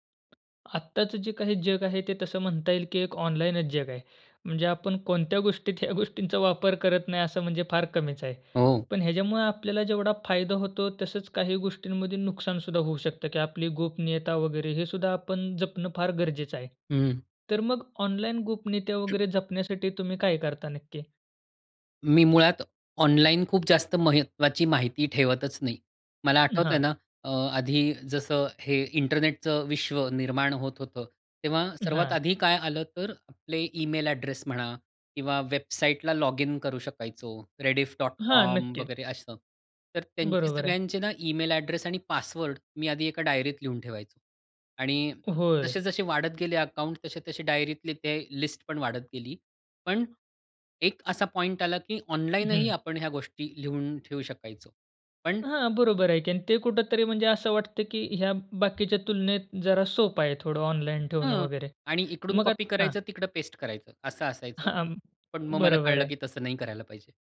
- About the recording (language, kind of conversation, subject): Marathi, podcast, ऑनलाइन गोपनीयता जपण्यासाठी तुम्ही काय करता?
- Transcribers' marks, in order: tapping; throat clearing; in English: "पॉइंट"; other background noise; in English: "कॉपी"; in English: "पेस्ट"